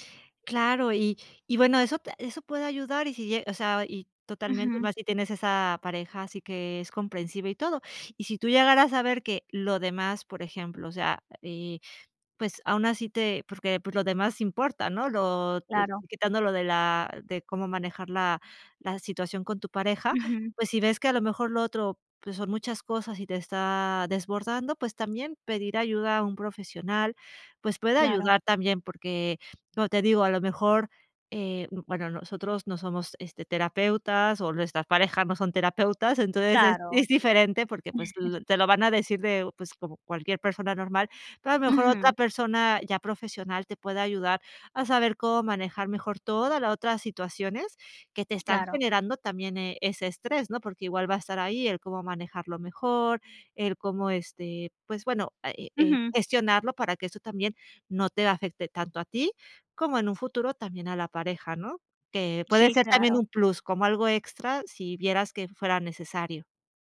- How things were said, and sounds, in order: chuckle; tapping
- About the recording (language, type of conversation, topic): Spanish, advice, ¿Cómo puedo manejar la ira después de una discusión con mi pareja?